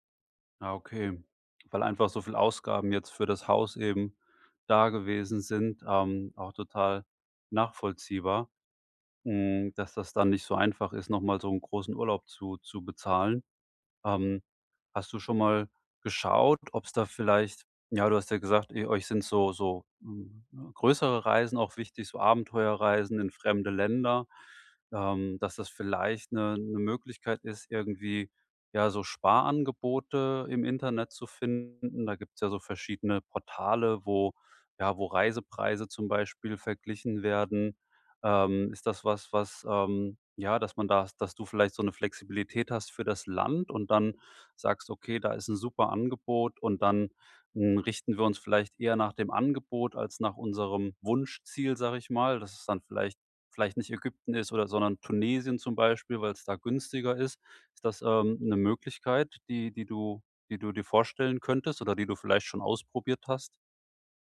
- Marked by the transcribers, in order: none
- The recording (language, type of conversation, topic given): German, advice, Wie plane ich eine Reise, wenn mein Budget sehr knapp ist?